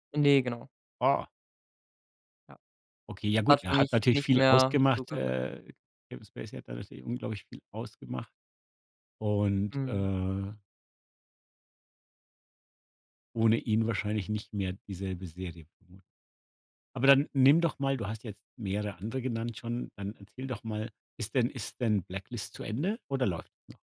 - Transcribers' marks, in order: none
- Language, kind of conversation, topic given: German, podcast, Welche Serie hast du zuletzt so richtig verschlungen, und warum?